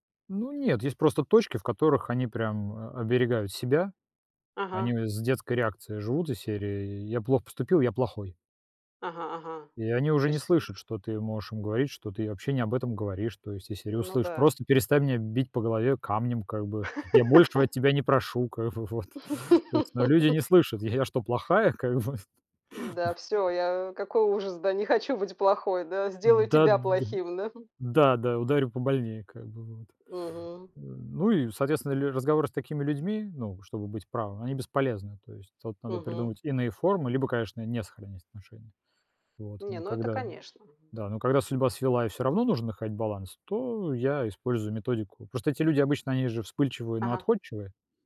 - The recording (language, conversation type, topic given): Russian, unstructured, Что для тебя важнее — быть правым или сохранить отношения?
- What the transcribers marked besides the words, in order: tapping; laugh; laugh; laughing while speaking: "как бы, вот"; chuckle